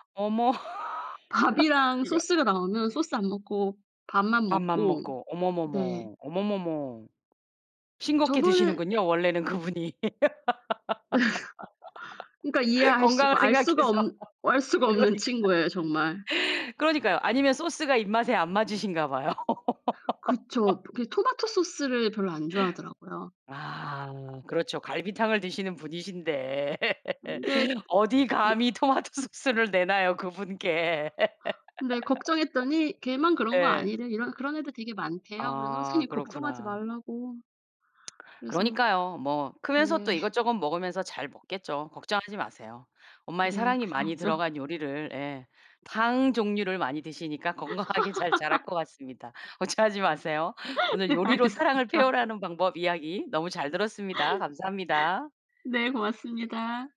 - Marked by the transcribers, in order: laughing while speaking: "밥이랑"; laugh; unintelligible speech; other background noise; laughing while speaking: "네"; laughing while speaking: "그분이. 건강을 생각해서. 그러니까"; laugh; laugh; laughing while speaking: "토마토소스를 내놔요, 그분께"; laugh; lip smack; laughing while speaking: "네"; laughing while speaking: "건강하게"; laugh; laughing while speaking: "걱정하지"; laughing while speaking: "네 알겠습니다"; laugh
- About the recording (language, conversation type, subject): Korean, podcast, 요리로 사랑을 표현하는 방법은 무엇이라고 생각하시나요?